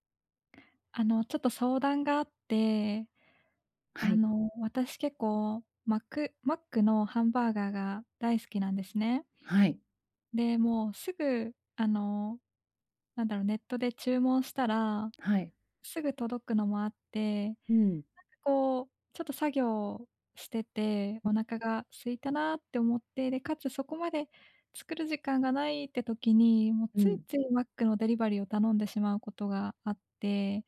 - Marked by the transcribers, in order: other background noise
- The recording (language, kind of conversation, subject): Japanese, advice, 忙しくてついジャンクフードを食べてしまう